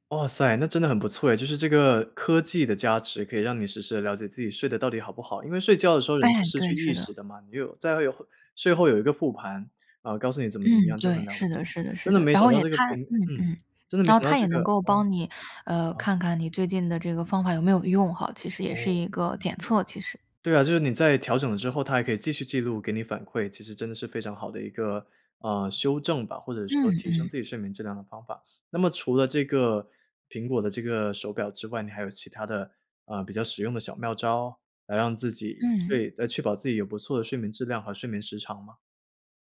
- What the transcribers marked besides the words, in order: tapping
- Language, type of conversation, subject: Chinese, podcast, 睡眠不好时你通常怎么办？